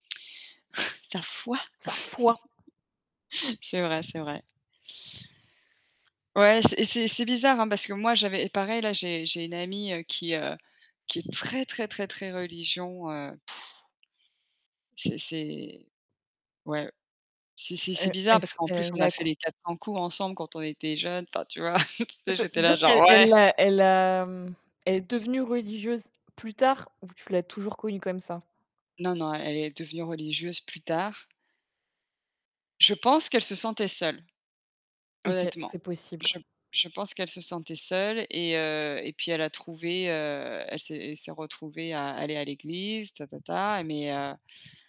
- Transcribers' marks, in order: chuckle; stressed: "foi"; tapping; other background noise; blowing; distorted speech; chuckle
- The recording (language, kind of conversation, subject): French, unstructured, Avez-vous déjà été surpris par un rituel religieux étranger ?